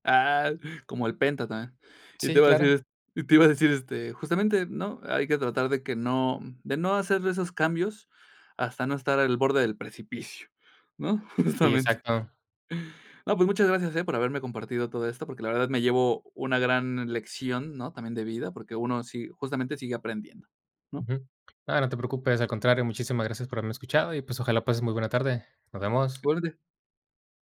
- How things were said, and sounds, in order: laughing while speaking: "Justamente"; other background noise
- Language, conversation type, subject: Spanish, podcast, ¿Cómo gestionas tu tiempo entre el trabajo, el estudio y tu vida personal?